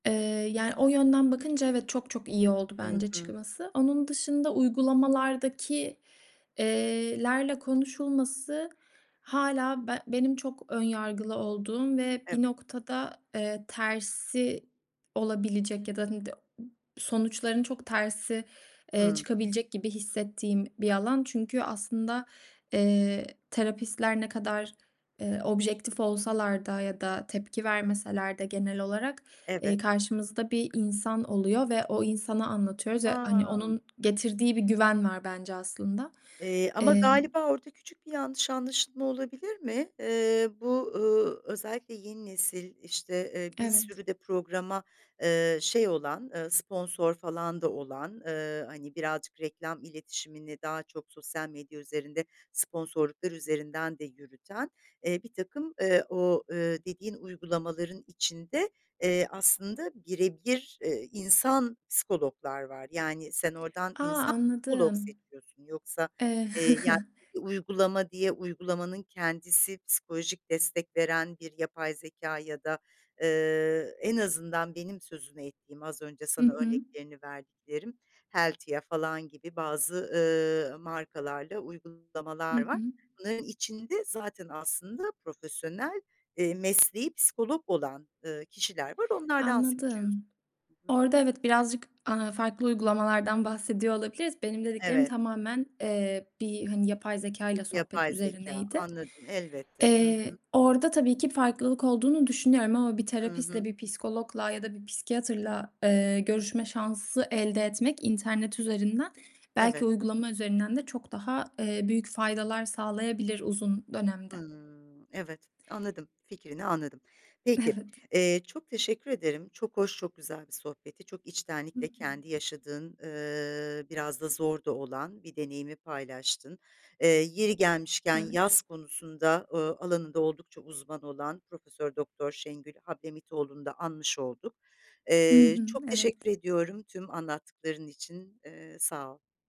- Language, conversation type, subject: Turkish, podcast, Profesyonel destek almanız gerektiğini nasıl anlarsınız?
- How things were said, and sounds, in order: other background noise; tapping; unintelligible speech; chuckle